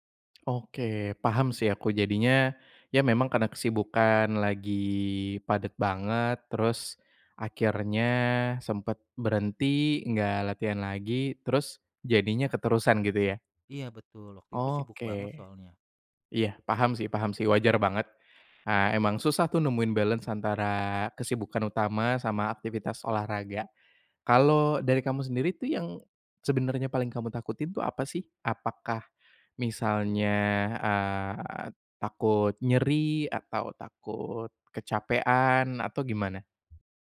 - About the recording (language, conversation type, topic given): Indonesian, advice, Bagaimana cara kembali berolahraga setelah lama berhenti jika saya takut tubuh saya tidak mampu?
- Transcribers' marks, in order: tongue click; in English: "balance"; other background noise